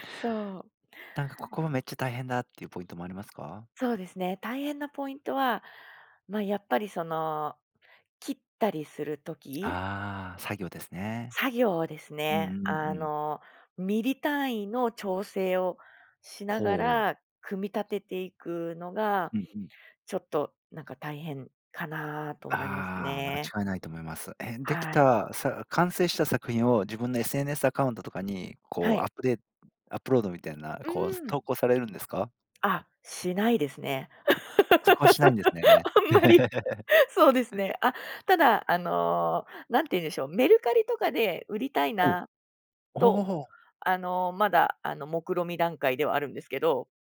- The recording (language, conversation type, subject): Japanese, podcast, 最近ハマっている趣味は何ですか？
- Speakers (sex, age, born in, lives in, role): female, 35-39, Japan, Japan, guest; male, 40-44, Japan, Japan, host
- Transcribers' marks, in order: laugh; laughing while speaking: "あんまり"; chuckle